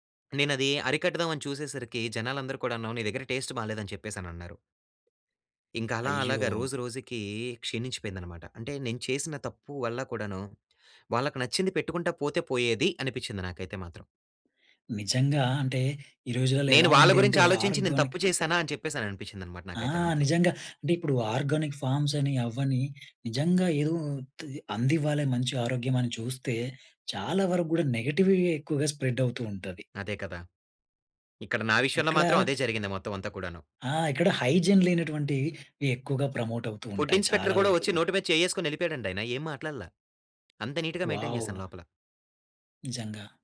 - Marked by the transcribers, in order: in English: "టేస్ట్"; in English: "ఆర్గానిక్"; in English: "ఆర్గానిక్ ఫార్మ్స్"; in English: "స్ప్రెడ్"; in English: "హైజిన్"; in English: "ప్రమోట్"; in English: "ఫుడ్ ఇన్స్పెక్టర్"; in English: "నీట్‌గా మెయింటైన్"; in English: "వావ్!"
- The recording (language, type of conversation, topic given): Telugu, podcast, ఒక కమ్యూనిటీ వంటశాల నిర్వహించాలంటే ప్రారంభంలో ఏం చేయాలి?